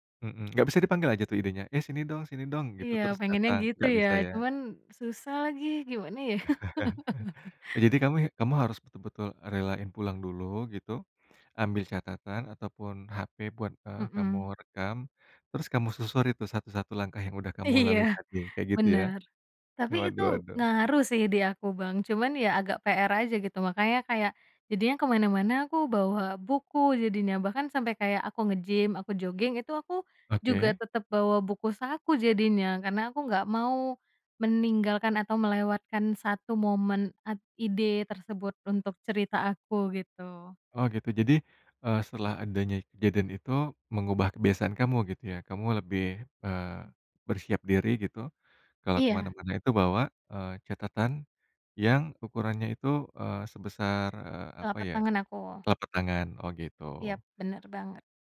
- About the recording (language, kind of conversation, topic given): Indonesian, podcast, Apa yang biasanya menjadi sumber inspirasi untuk ceritamu?
- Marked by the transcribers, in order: laugh; laughing while speaking: "Iya"